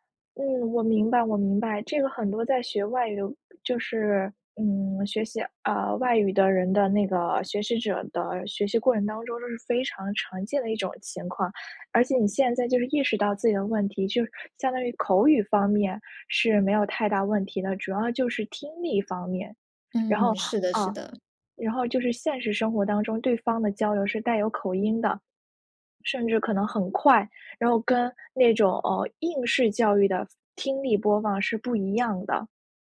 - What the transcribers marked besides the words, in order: none
- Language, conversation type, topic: Chinese, advice, 语言障碍让我不敢开口交流